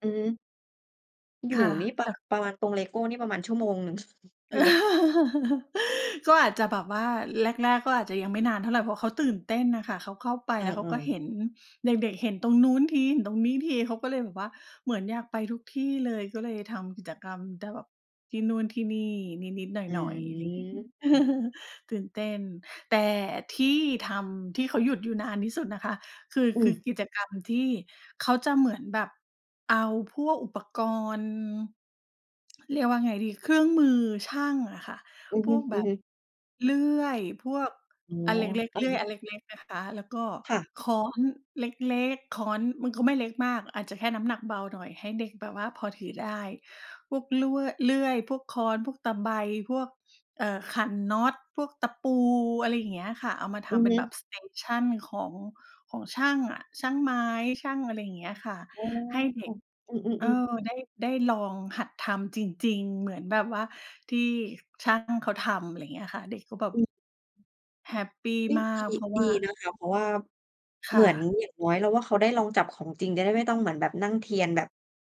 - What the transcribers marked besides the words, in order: tapping; laughing while speaking: "เออ"; chuckle; chuckle; in English: "Station"
- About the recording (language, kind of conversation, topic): Thai, unstructured, คุณชอบใช้เวลากับครอบครัวอย่างไร?